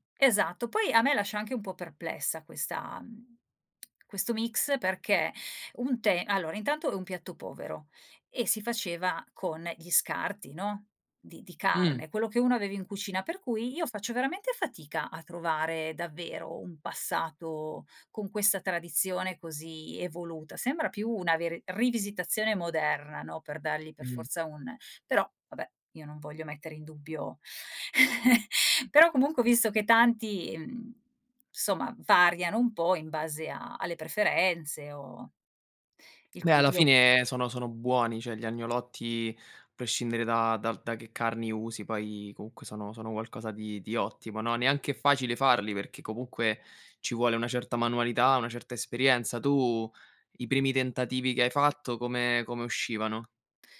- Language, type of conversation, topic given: Italian, podcast, C’è una ricetta che racconta la storia della vostra famiglia?
- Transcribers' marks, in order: laugh; "insomma" said as "nsomma"; tapping